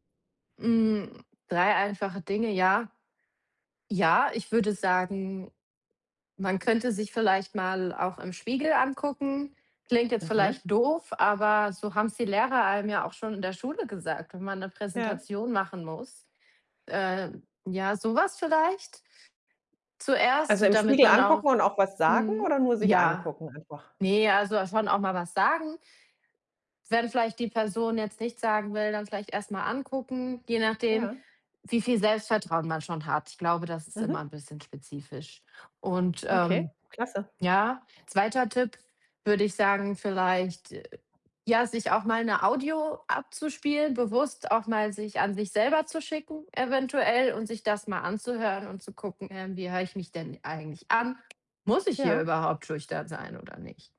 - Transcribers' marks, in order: other background noise
- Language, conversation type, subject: German, podcast, Wie merkst du, dass dir jemand wirklich zuhört?